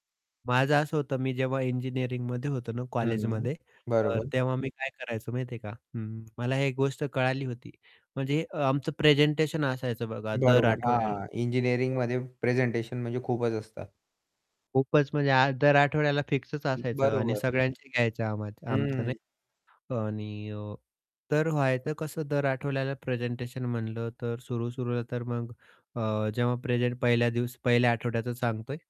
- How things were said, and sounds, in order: static; distorted speech; unintelligible speech
- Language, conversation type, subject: Marathi, podcast, तू रोजच्या कामांची यादी कशी बनवतोस?